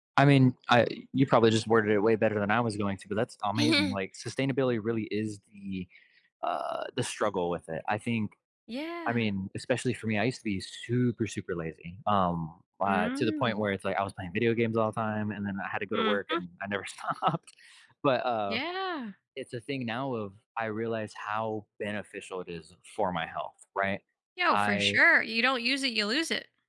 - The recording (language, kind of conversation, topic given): English, unstructured, What are the most common obstacles that prevent people from maintaining a healthy lifestyle?
- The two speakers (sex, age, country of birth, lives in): female, 30-34, United States, United States; male, 20-24, United States, United States
- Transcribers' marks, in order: chuckle; stressed: "super"; laughing while speaking: "stopped"